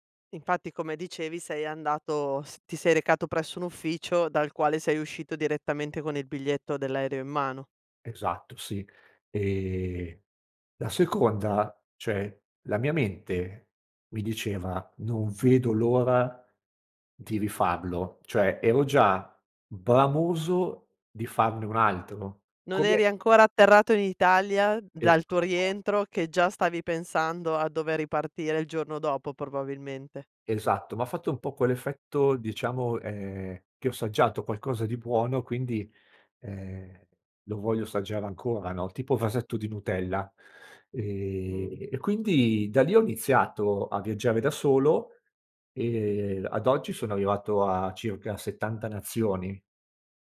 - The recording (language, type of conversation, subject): Italian, podcast, Qual è un viaggio che ti ha cambiato la vita?
- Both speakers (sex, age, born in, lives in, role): female, 40-44, Italy, Italy, host; male, 45-49, Italy, Italy, guest
- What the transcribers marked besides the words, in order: "cioè" said as "ceh"; unintelligible speech